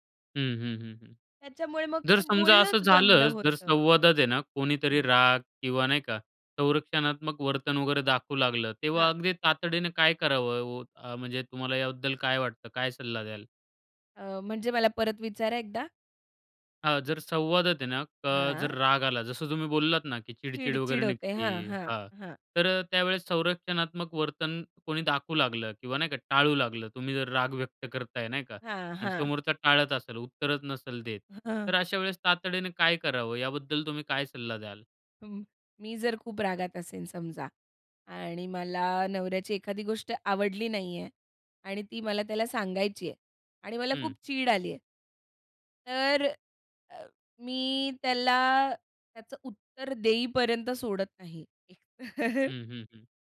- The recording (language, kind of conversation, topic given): Marathi, podcast, साथीदाराशी संवाद सुधारण्यासाठी कोणते सोपे उपाय सुचवाल?
- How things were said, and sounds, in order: laughing while speaking: "हं"; chuckle